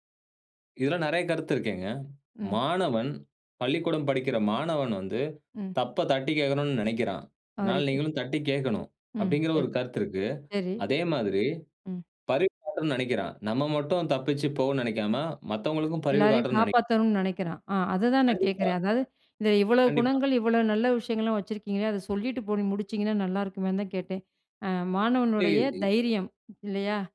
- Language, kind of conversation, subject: Tamil, podcast, ஒருவரின் மனதைக் கவரும் கதையை உருவாக்க நீங்கள் எந்த கூறுகளைச் சேர்ப்பீர்கள்?
- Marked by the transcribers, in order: unintelligible speech; tapping